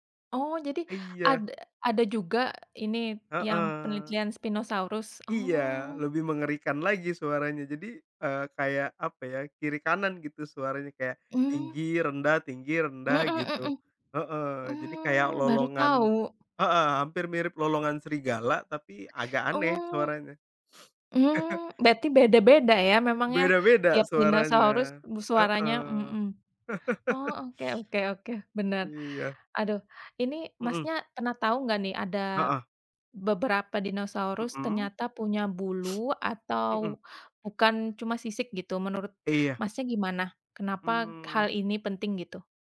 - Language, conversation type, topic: Indonesian, unstructured, Apa hal paling mengejutkan tentang dinosaurus yang kamu ketahui?
- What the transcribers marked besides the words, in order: tapping; sniff; laugh; laugh